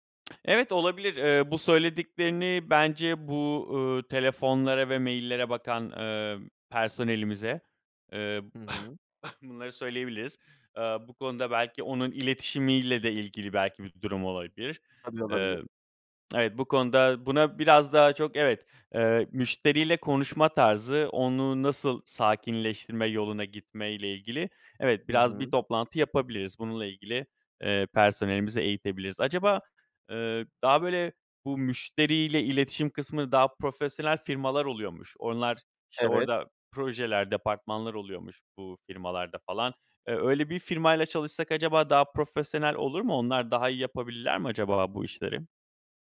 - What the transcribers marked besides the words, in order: tapping; cough
- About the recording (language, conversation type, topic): Turkish, advice, Müşteri şikayetleriyle başa çıkmakta zorlanıp moralim bozulduğunda ne yapabilirim?